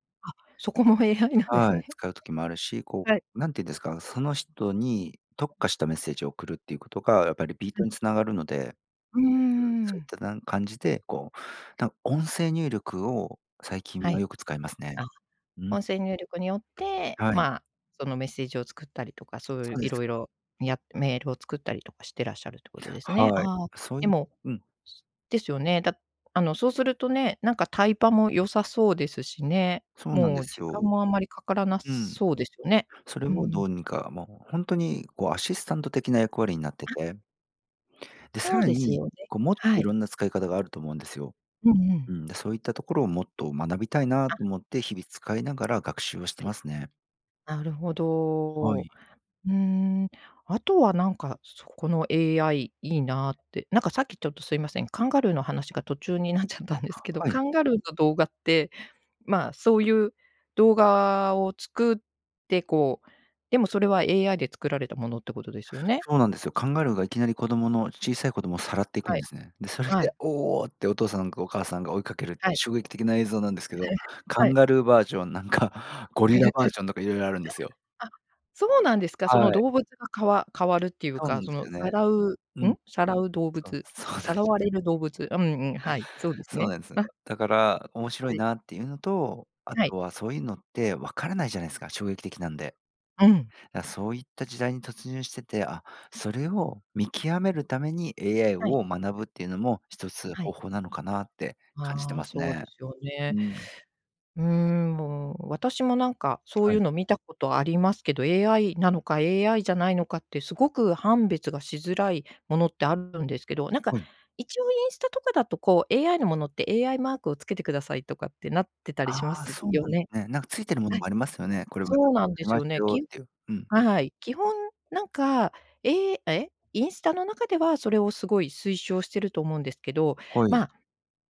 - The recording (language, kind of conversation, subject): Japanese, podcast, これから学んでみたいことは何ですか？
- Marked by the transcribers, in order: laughing while speaking: "そこもAIなんですね"; other noise; chuckle; chuckle; tapping